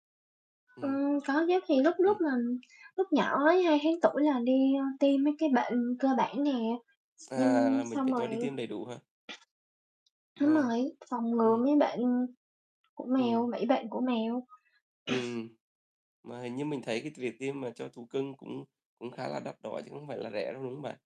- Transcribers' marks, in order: other background noise; tapping
- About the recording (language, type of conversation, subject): Vietnamese, unstructured, Làm sao để chọn thức ăn phù hợp cho thú cưng?